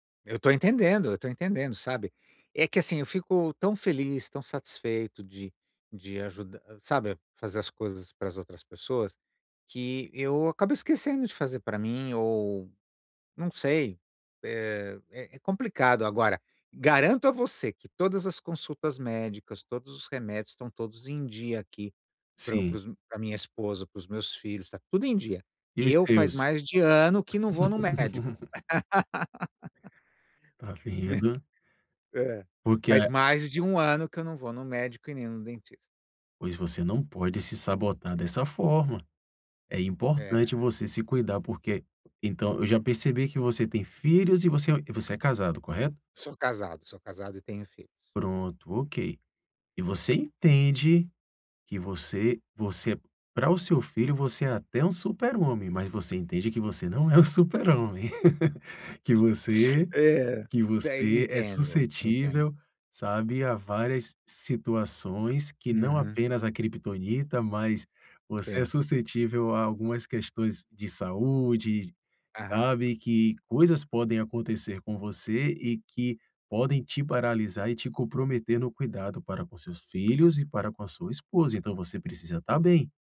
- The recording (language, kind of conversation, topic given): Portuguese, advice, Como posso reservar tempo regular para o autocuidado na minha agenda cheia e manter esse hábito?
- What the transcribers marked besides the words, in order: laugh; laughing while speaking: "Né? É"; laughing while speaking: "um Super-homem"; laugh